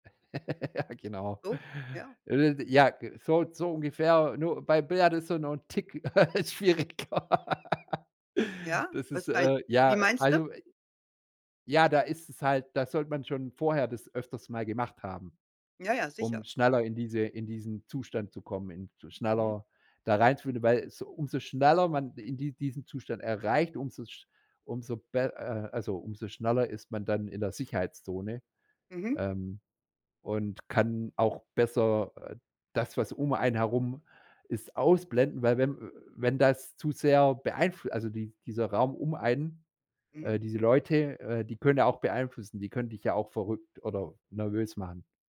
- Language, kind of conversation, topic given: German, podcast, Wann gerätst du bei deinem Hobby so richtig in den Flow?
- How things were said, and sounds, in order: chuckle; laughing while speaking: "Ja"; unintelligible speech; chuckle; laughing while speaking: "schwieriger"; laugh